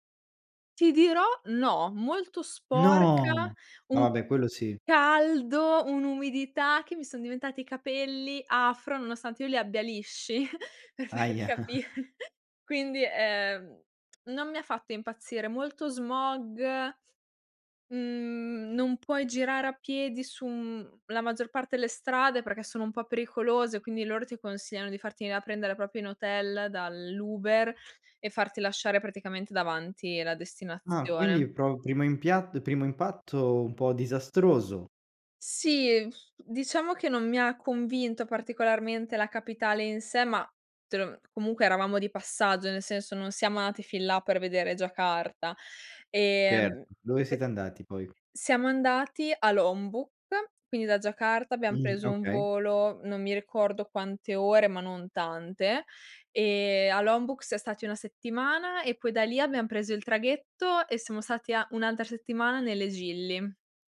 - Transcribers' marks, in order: stressed: "No"; chuckle; laughing while speaking: "per farti capire"; chuckle; "proprio" said as "propio"; lip trill; "Gili" said as "Gilli"
- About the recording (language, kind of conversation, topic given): Italian, podcast, Raccontami di un viaggio nato da un’improvvisazione